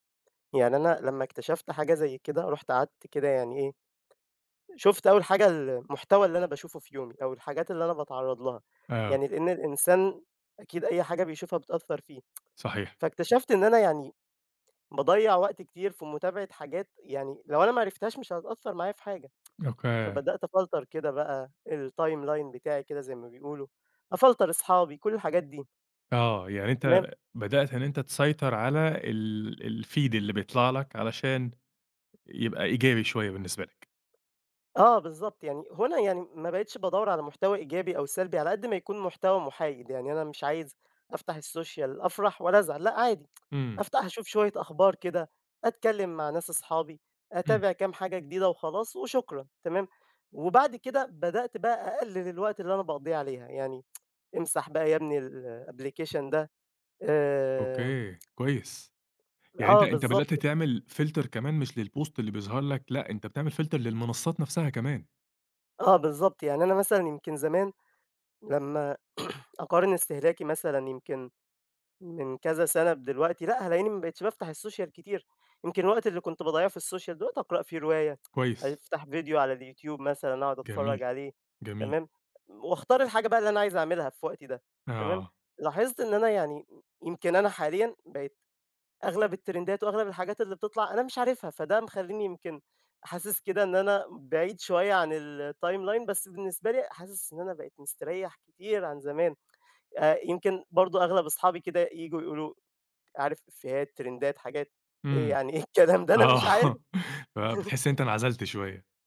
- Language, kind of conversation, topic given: Arabic, podcast, إزاي تعرف إن السوشيال ميديا بتأثر على مزاجك؟
- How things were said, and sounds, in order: tapping; tsk; tsk; in English: "أفلتر"; in English: "الtimeline"; in English: "أفلتر"; in English: "الفيد"; in English: "السوشيال"; tsk; tsk; in English: "الapplication"; in English: "فلتر"; other background noise; in English: "للبوست"; in English: "فلتر"; throat clearing; in English: "السوشيال"; in English: "السوشيال"; tsk; in English: "الترندات"; in English: "الtimeline"; tsk; in English: "ترندات"; laughing while speaking: "إيه؟ يعني إيه الكلام ده؟ أنا مش عارف"; laughing while speaking: "آه"; chuckle